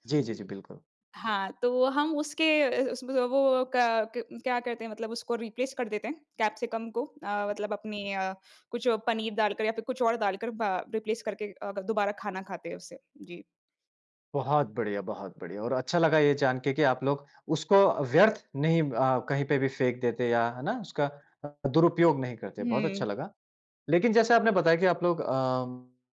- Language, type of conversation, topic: Hindi, podcast, त्योहारों में बचा हुआ खाना आप आमतौर पर कैसे संभालते हैं?
- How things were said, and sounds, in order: in English: "रिप्लेस"; in English: "कैप्सिकम"; in English: "रिप्लेस"